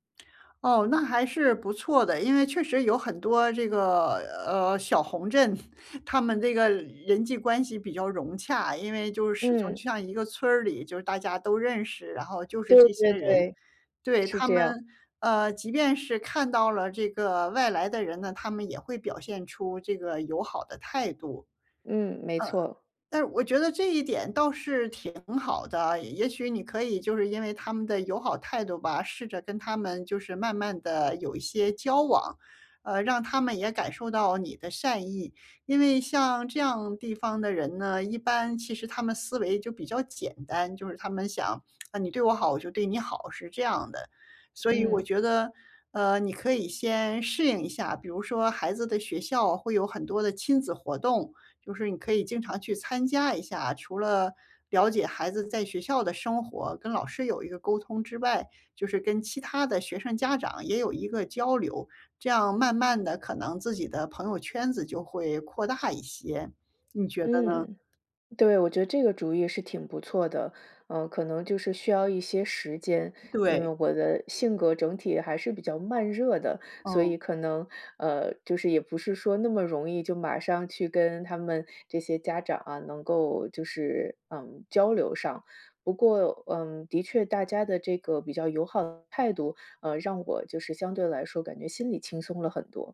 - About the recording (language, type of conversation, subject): Chinese, advice, 如何适应生活中的重大变动？
- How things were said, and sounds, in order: lip smack; chuckle; other background noise; tapping